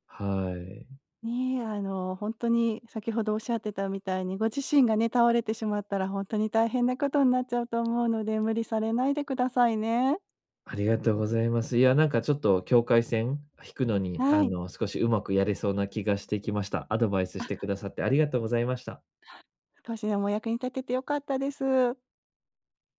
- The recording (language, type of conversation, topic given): Japanese, advice, 仕事量が多すぎるとき、どうやって適切な境界線を設定すればよいですか？
- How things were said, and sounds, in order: none